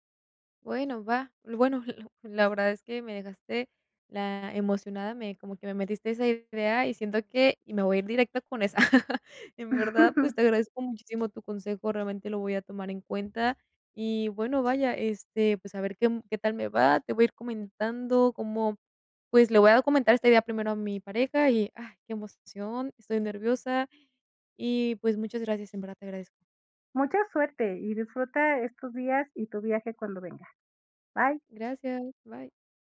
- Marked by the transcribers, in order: laugh; other background noise
- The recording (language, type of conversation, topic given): Spanish, advice, ¿Cómo puedo apoyar a mi pareja durante cambios importantes en su vida?